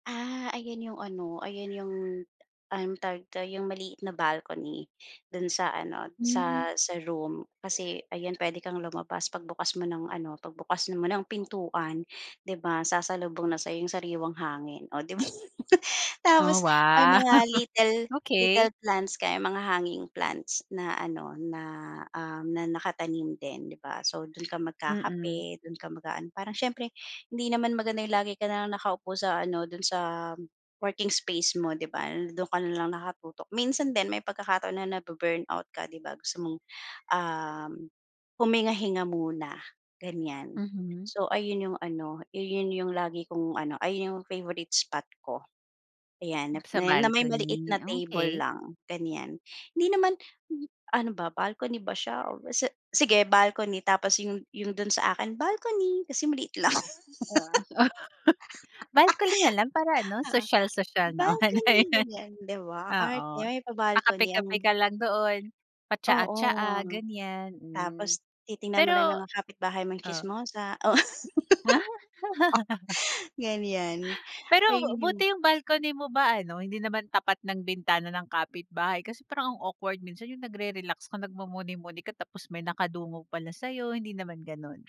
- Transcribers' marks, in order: other animal sound; laugh; laugh; laugh; laugh; laugh
- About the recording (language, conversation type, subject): Filipino, podcast, Paano mo inaayos ang maliit na espasyo para maging komportable ka?